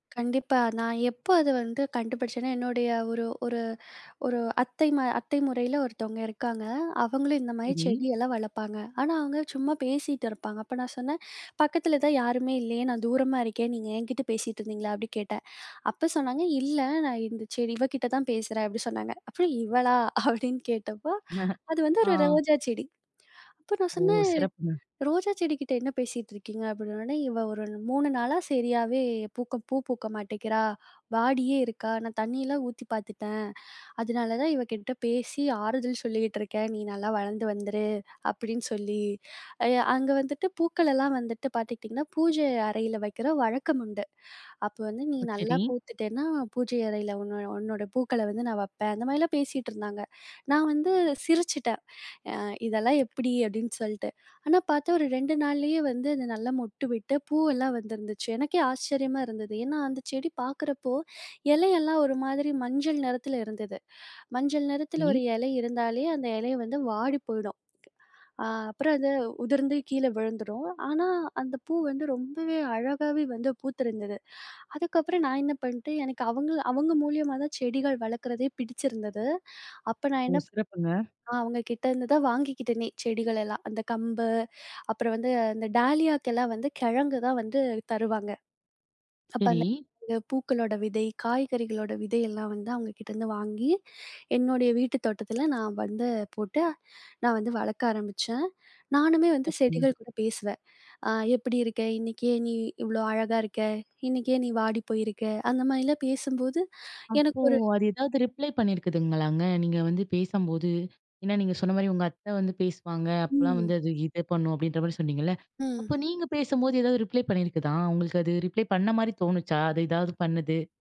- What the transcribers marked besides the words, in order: other background noise; chuckle; laughing while speaking: "அப்படின்னு"; unintelligible speech; unintelligible speech; in English: "ரிப்ளை"; in English: "ரிப்ளை"; in English: "ரிப்ளை"
- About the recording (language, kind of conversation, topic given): Tamil, podcast, ஒரு பொழுதுபோக்கிற்கு தினமும் சிறிது நேரம் ஒதுக்குவது எப்படி?